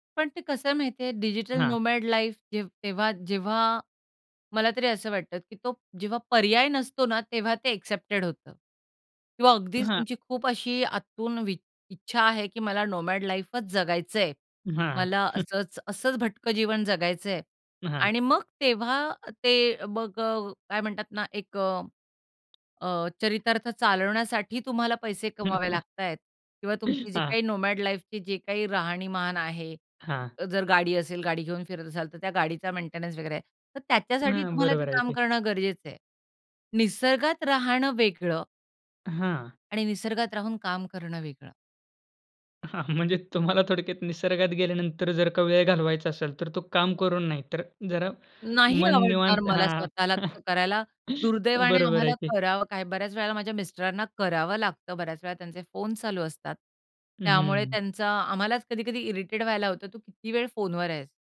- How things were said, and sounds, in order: in English: "नोमॅड लाईफ"; in English: "एक्सेप्टेड"; in English: "नोमॅड लाईफच"; chuckle; tapping; chuckle; in English: "नोमॅड लाईफची"; chuckle; in English: "इरिटेट"
- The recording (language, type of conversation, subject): Marathi, podcast, निसर्गात वेळ घालवण्यासाठी तुमची सर्वात आवडती ठिकाणे कोणती आहेत?